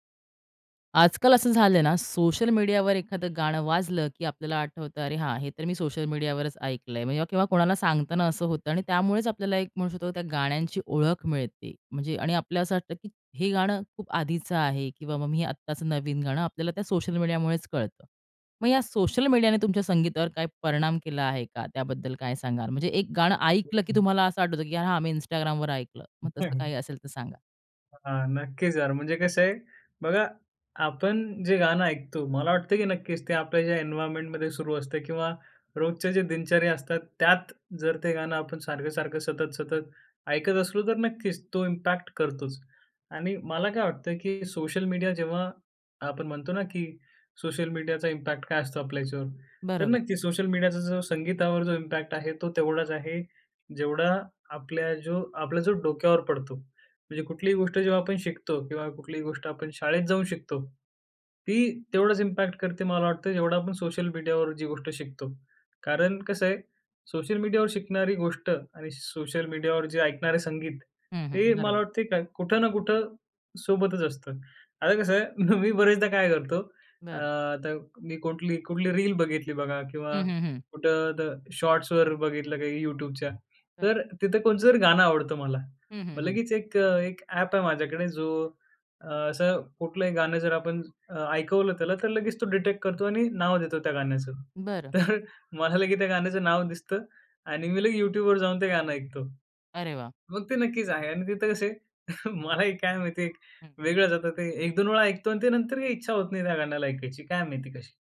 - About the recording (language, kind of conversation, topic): Marathi, podcast, सोशल मीडियामुळे तुमच्या संगीताच्या आवडीमध्ये कोणते बदल झाले?
- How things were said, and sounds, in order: unintelligible speech; unintelligible speech; in English: "एन्व्हायर्नमेंटमध्ये"; in English: "इम्पॅक्ट"; in English: "इम्पॅक्ट"; in English: "इम्पॅक्ट"; in English: "इम्पॅक्ट"; laughing while speaking: "मी बरेचदा काय करतो"; in English: "डिटेक्ट"; laughing while speaking: "तर"; "लगेच" said as "लगी"; chuckle